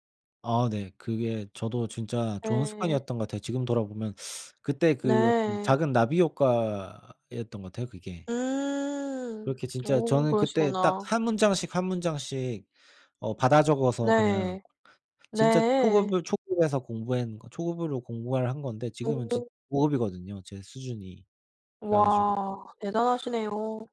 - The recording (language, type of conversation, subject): Korean, unstructured, 어떤 습관이 당신의 삶을 바꿨나요?
- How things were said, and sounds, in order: tapping; other background noise; "공부한" said as "공부핸"